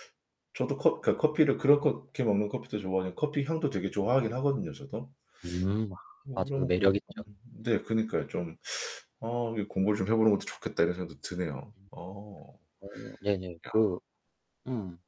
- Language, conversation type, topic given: Korean, unstructured, 새로운 것을 배울 때 가장 신나는 순간은 언제인가요?
- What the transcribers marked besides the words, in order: distorted speech; static